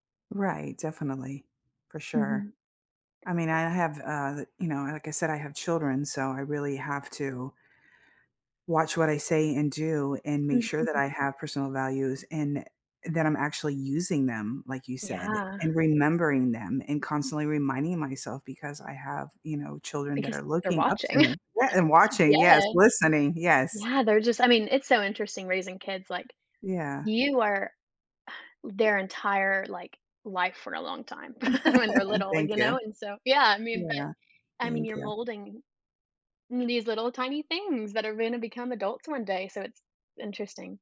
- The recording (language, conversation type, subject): English, unstructured, How do you hope your personal values will shape your life in the next few years?
- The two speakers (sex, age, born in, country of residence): female, 20-24, United States, United States; female, 50-54, United States, United States
- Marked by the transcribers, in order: tapping; laughing while speaking: "watching"; sigh; laugh